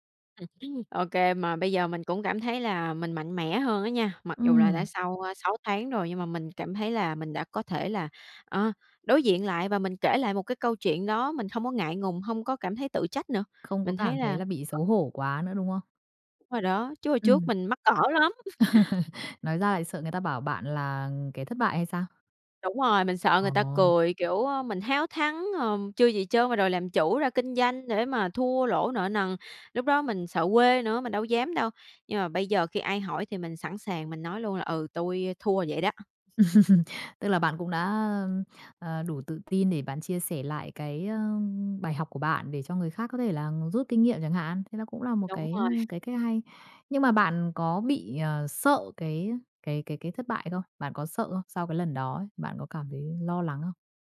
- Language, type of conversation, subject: Vietnamese, podcast, Khi thất bại, bạn thường làm gì trước tiên để lấy lại tinh thần?
- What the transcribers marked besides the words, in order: tapping; laugh; other background noise; laugh